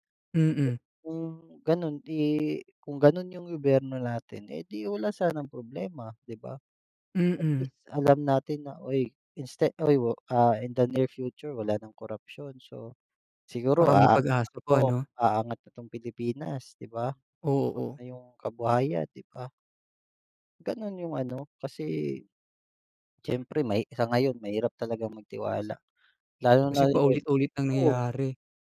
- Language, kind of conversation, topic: Filipino, unstructured, Paano mo nararamdaman ang mga nabubunyag na kaso ng katiwalian sa balita?
- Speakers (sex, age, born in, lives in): male, 20-24, Philippines, Philippines; male, 30-34, Philippines, Philippines
- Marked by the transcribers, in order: in English: "in the near future"